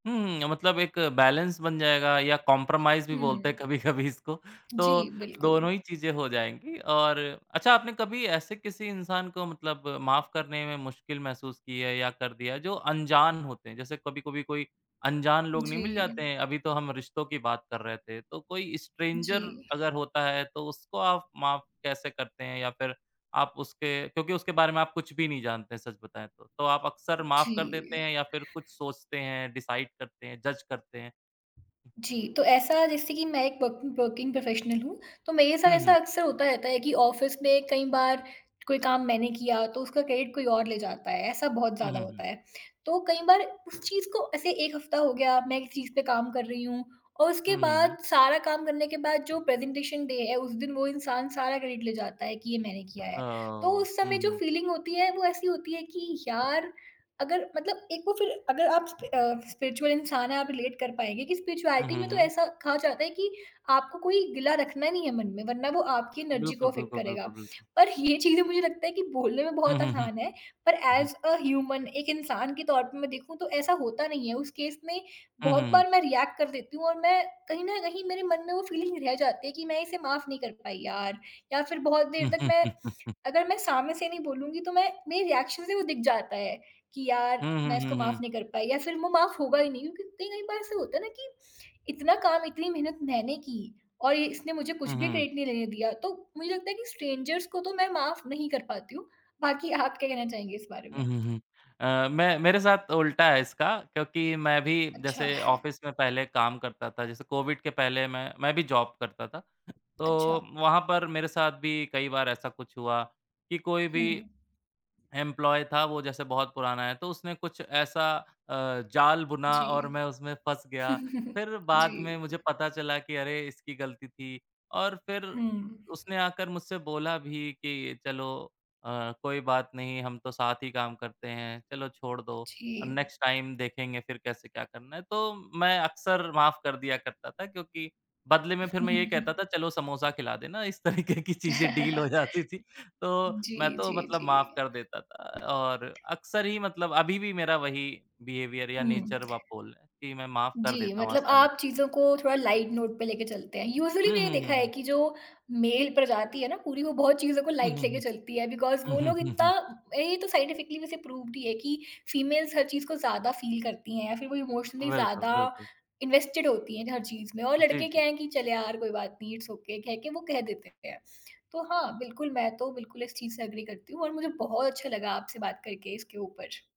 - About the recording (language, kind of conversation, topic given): Hindi, unstructured, क्या आपने कभी किसी को माफ करने में मुश्किल महसूस की है?
- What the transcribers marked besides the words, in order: in English: "बैलेंस"; in English: "कंप्रोमाइज़"; laughing while speaking: "कभी-कभी"; tapping; in English: "स्ट्रेंजर"; in English: "डिसाइड"; in English: "जज़"; in English: "वर्किंग प्रोफेशनल"; in English: "ऑफ़िस"; in English: "क्रेडिट"; in English: "प्रेजेंटेशन डे"; in English: "क्रेडिट"; in English: "फ़ीलिंग"; in English: "स्पिरिचुअल"; in English: "रिलेट"; in English: "स्पिरिचुअलिटी"; in English: "एनर्जी"; in English: "एफ़ेक्ट"; laughing while speaking: "पर ये चीज़ें मुझे लगता"; in English: "ऐज़ अ ह्यूमन"; in English: "केस"; in English: "रिएक्ट"; in English: "फ़ीलिंग"; laugh; in English: "रिएक्शन"; in English: "क्रेडिट"; in English: "स्ट्रेंजर्स"; laughing while speaking: "आप क्या"; in English: "ऑफ़िस"; chuckle; in English: "जॉब"; in English: "एम्प्लॉयी"; chuckle; in English: "नेक्स्ट टाइम"; chuckle; laughing while speaking: "चीज़ें डील हो जाती थी"; chuckle; other background noise; in English: "बिहेवियर"; in English: "नेचर"; in English: "लाइट नोट"; in English: "यूज़ुअली"; in English: "मेल"; in English: "लाइट"; in English: "बिकॉज़"; in English: "साइंटिफिकली"; in English: "प्रूफ़"; in English: "फीमेल्स"; in English: "फील"; in English: "इमोशनली"; in English: "इन्वेस्टेड"; in English: "इट्स ओके"; in English: "एग्री"